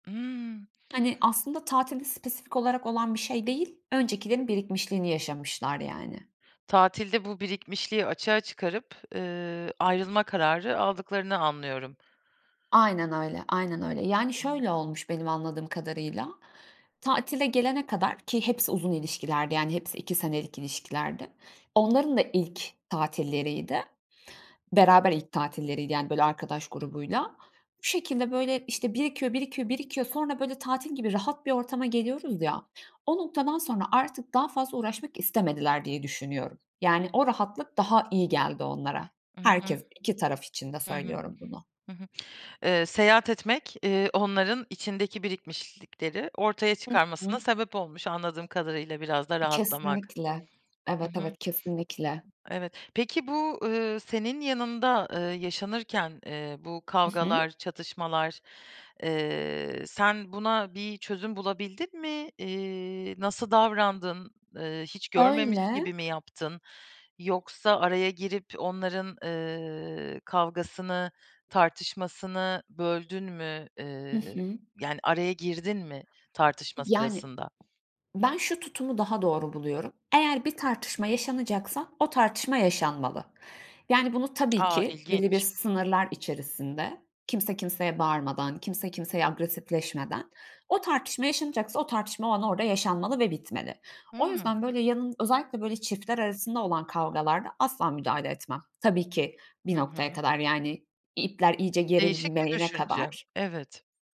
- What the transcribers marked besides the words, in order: tapping; unintelligible speech; other background noise
- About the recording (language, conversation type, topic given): Turkish, podcast, Ailenle mi, arkadaşlarınla mı yoksa yalnız mı seyahat etmeyi tercih edersin?
- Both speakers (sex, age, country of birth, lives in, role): female, 25-29, Turkey, Germany, guest; female, 30-34, Turkey, Germany, host